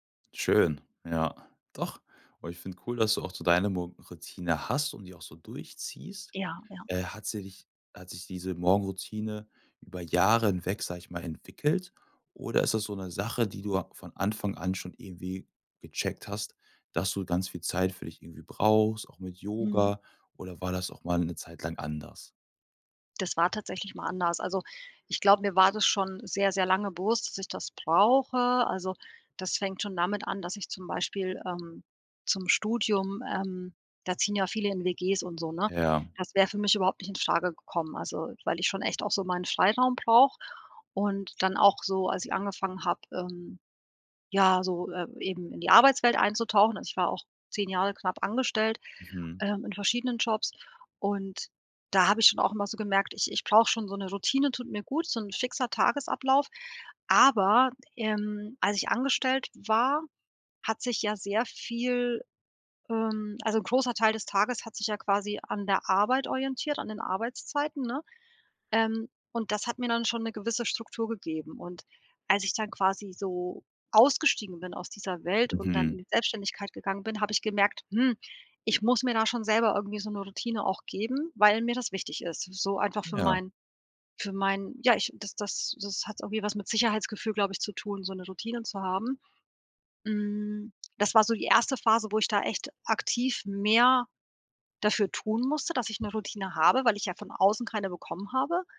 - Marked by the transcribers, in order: none
- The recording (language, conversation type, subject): German, podcast, Wie sieht deine Morgenroutine eigentlich aus, mal ehrlich?